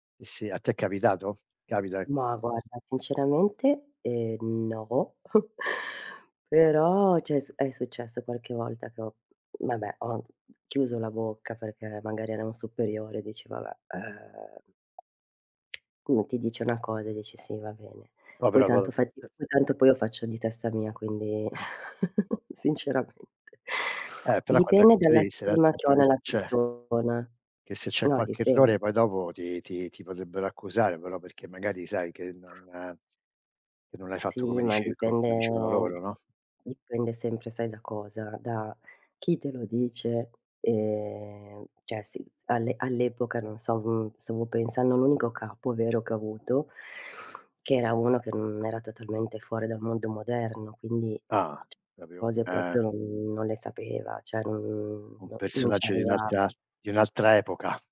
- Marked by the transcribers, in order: chuckle; "cioè" said as "ceh"; tapping; unintelligible speech; chuckle; laughing while speaking: "sinceramente"; other background noise; snort; "cioè" said as "ceh"; sniff; "cioè" said as "ceh"
- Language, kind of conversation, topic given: Italian, unstructured, Come puoi convincere qualcuno senza imporre la tua opinione?